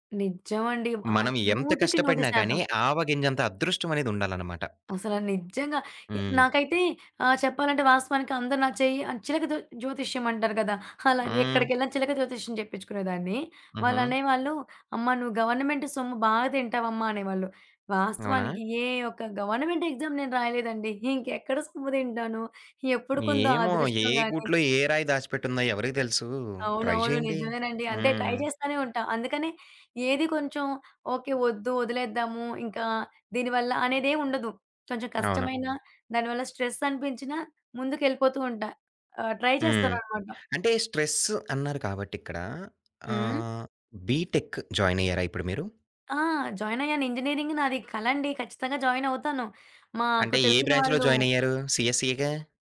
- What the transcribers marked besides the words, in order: in English: "గవర్నమెంట్"; in English: "గవర్నమెంట్ ఎగ్జామ్"; in English: "ట్రై"; in English: "ట్రై"; in English: "స్ట్రెస్"; in English: "ట్రై"; in English: "స్ట్రెస్"; in English: "బీటెక్ జాయిన్"; in English: "జాయిన్"; in English: "ఇంజినీరింగ్"; in English: "జాయిన్"; in English: "బ్రాంచ్‌లో జాయిన్"; in English: "సీఎస్‌సిగా?"
- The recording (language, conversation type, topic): Telugu, podcast, బర్నౌట్ వచ్చినప్పుడు మీరు ఏమి చేశారు?